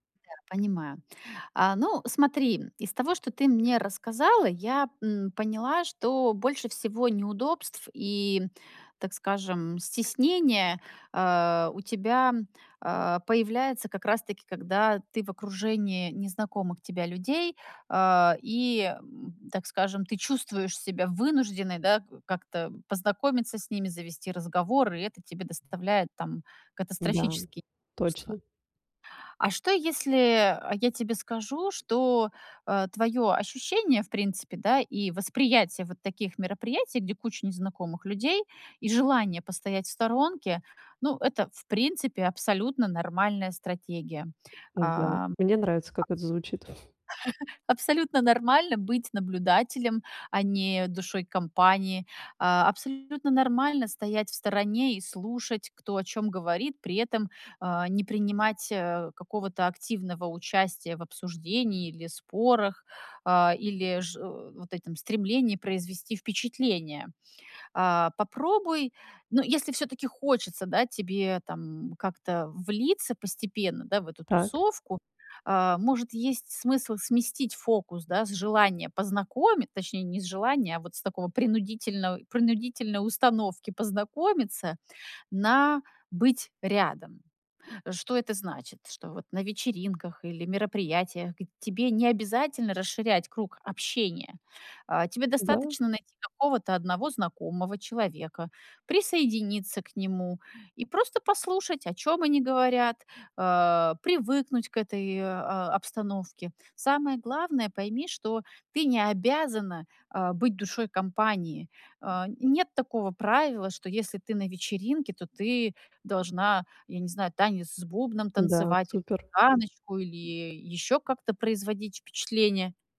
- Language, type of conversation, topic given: Russian, advice, Как справиться с чувством одиночества и изоляции на мероприятиях?
- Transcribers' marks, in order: other noise; chuckle